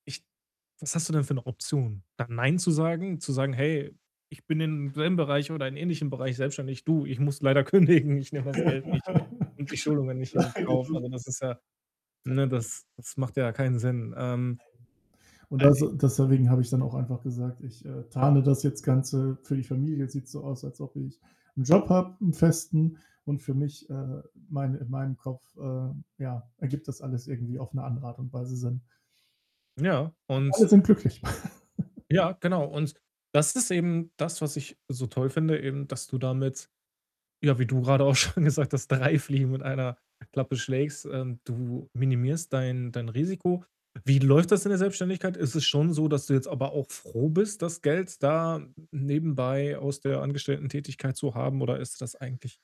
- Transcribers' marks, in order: other background noise; laugh; laughing while speaking: "Nein"; laughing while speaking: "kündigen"; unintelligible speech; distorted speech; unintelligible speech; static; chuckle; laughing while speaking: "gesagt hast"
- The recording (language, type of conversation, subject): German, advice, Wie entscheide ich zwischen einem sicheren Job und dem Risiko eines beruflichen Neuanfangs?